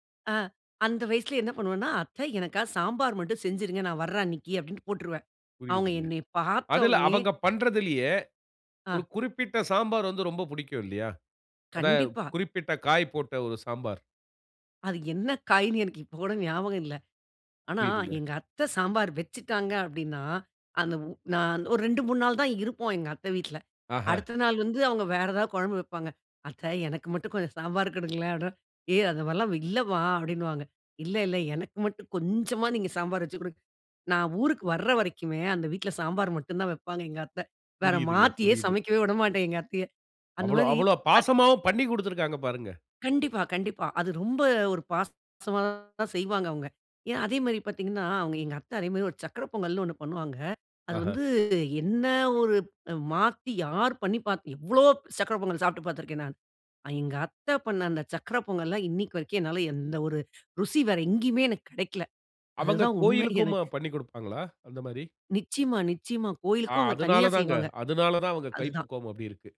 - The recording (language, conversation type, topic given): Tamil, podcast, உங்களுக்கு உடனே நினைவுக்கு வரும் குடும்பச் சமையல் குறிப்புடன் தொடர்பான ஒரு கதையை சொல்ல முடியுமா?
- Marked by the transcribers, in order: other background noise; chuckle